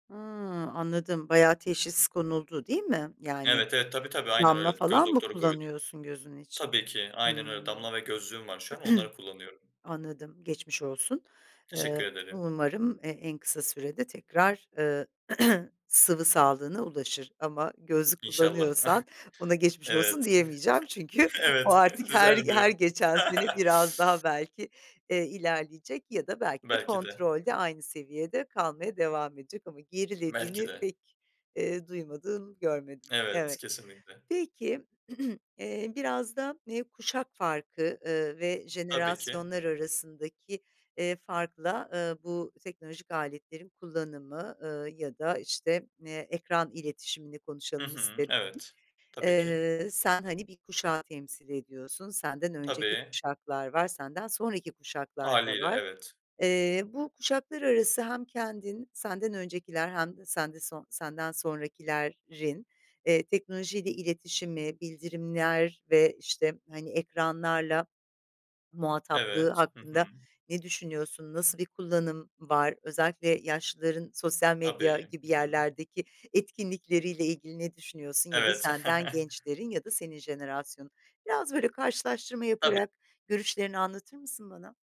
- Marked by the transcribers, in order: throat clearing; throat clearing; laughing while speaking: "çünkü"; chuckle; laughing while speaking: "Evet. Düzelmiyor"; laugh; throat clearing; other background noise; "sonrakilerrin" said as "sonrakilerin"; chuckle
- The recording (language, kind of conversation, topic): Turkish, podcast, Bildirimleri kontrol altında tutmanın yolları nelerdir?